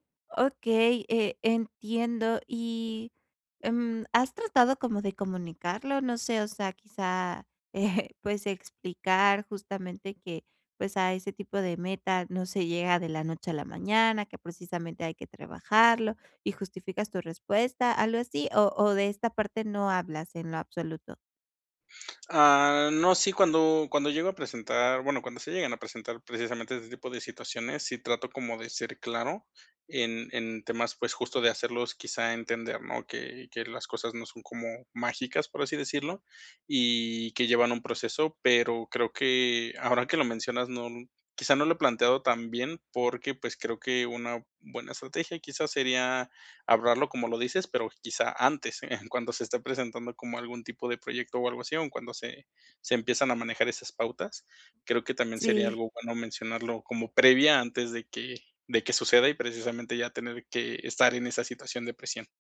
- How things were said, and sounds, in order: laughing while speaking: "eh"
- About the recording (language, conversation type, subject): Spanish, advice, ¿Cómo puedo manejar la presión de tener que ser perfecto todo el tiempo?